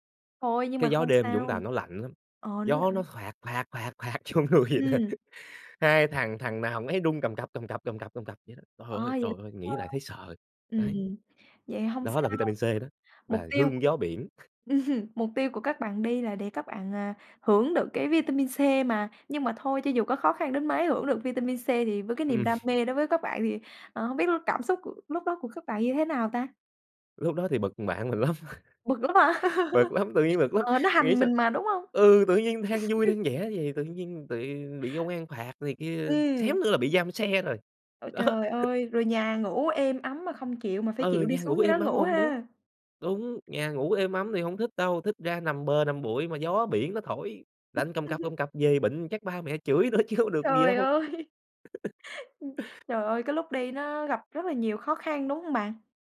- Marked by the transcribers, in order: laughing while speaking: "vô người vậy nè"; unintelligible speech; other background noise; chuckle; chuckle; chuckle; laughing while speaking: "lắm"; chuckle; chuckle; laughing while speaking: "đó"; chuckle; chuckle; laughing while speaking: "nữa chứ không được gì đâu"; chuckle; tapping; laugh
- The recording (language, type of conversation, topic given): Vietnamese, podcast, Bạn có thể kể về một chuyến phiêu lưu bất ngờ mà bạn từng trải qua không?